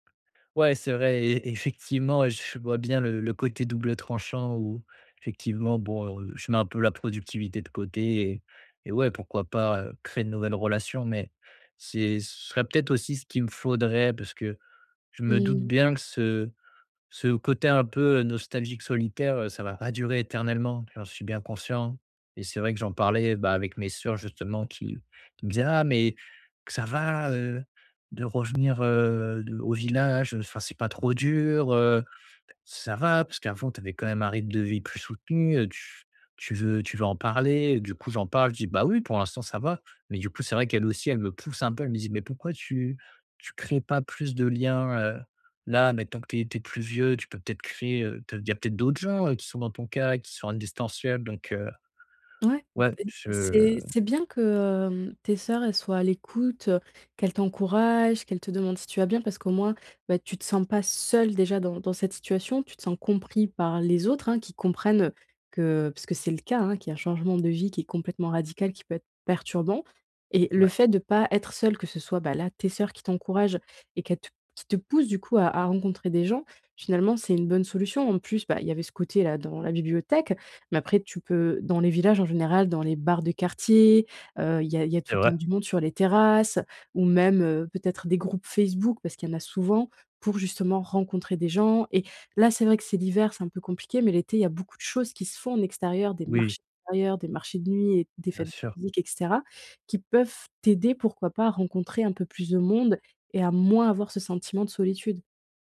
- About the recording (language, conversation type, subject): French, advice, Comment adapter son rythme de vie à un nouvel environnement après un déménagement ?
- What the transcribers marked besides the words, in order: unintelligible speech; stressed: "seul"; stressed: "marchés"; stressed: "marchés"